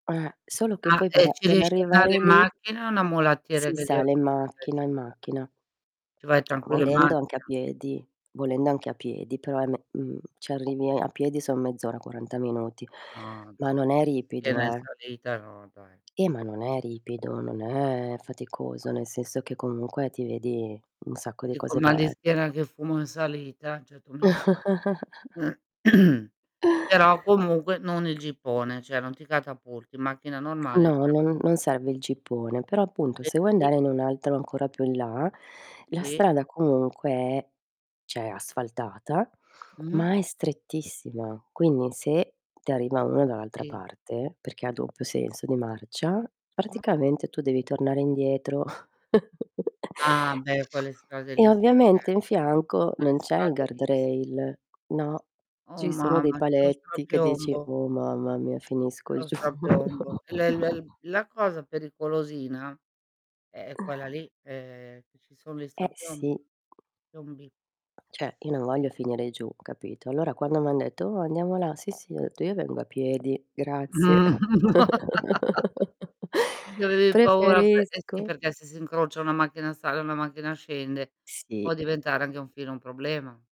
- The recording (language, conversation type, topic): Italian, unstructured, Qual è il tuo ricordo più bello legato alla natura?
- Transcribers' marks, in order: distorted speech; static; unintelligible speech; swallow; tapping; unintelligible speech; unintelligible speech; other background noise; chuckle; "cioè" said as "ceh"; throat clearing; "cioè" said as "ceh"; unintelligible speech; "cioè" said as "ceh"; chuckle; laughing while speaking: "giù"; chuckle; "Cioè" said as "ceh"; laugh; laughing while speaking: "C'avevi paura pe"; chuckle